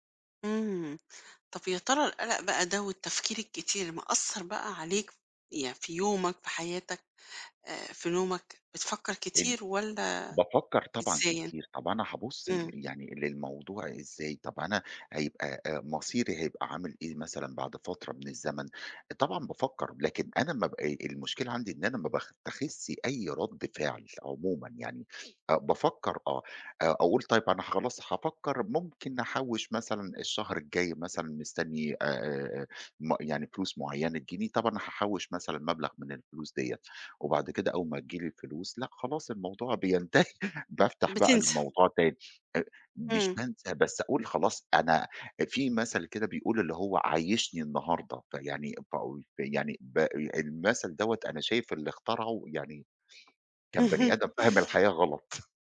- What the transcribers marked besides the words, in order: laughing while speaking: "بينتهي"; laugh; chuckle
- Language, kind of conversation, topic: Arabic, advice, إزاي أتعامل مع قلقي عشان بأجل الادخار للتقاعد؟